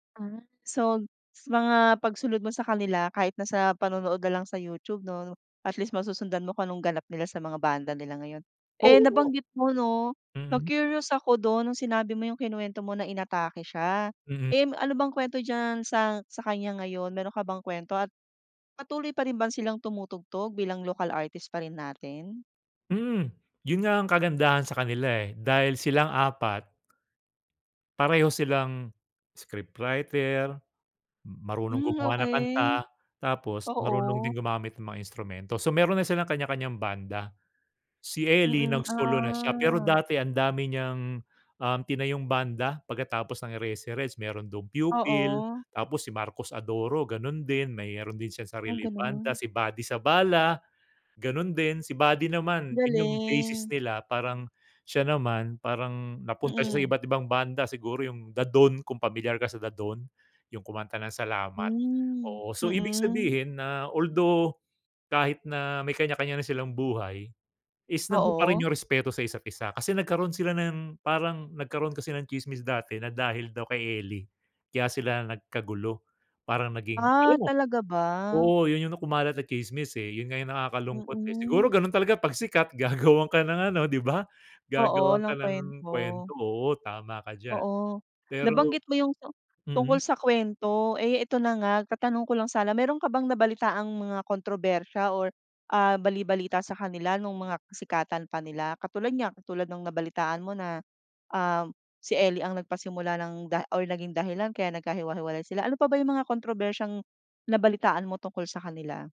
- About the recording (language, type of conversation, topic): Filipino, podcast, May lokal na alagad ng sining ka bang palagi mong sinusuportahan?
- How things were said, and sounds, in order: tapping; drawn out: "Ah"; other background noise